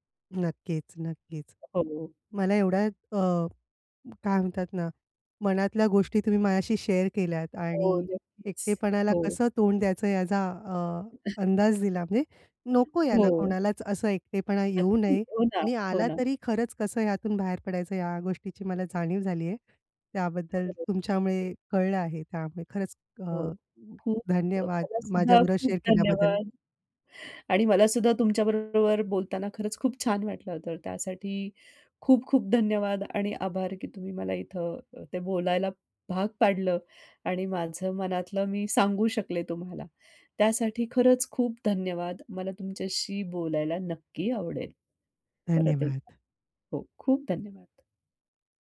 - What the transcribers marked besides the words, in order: other noise; unintelligible speech; in English: "शेअर"; chuckle; in English: "शेअर"
- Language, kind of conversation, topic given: Marathi, podcast, एकटे वाटू लागले तर तुम्ही प्रथम काय करता?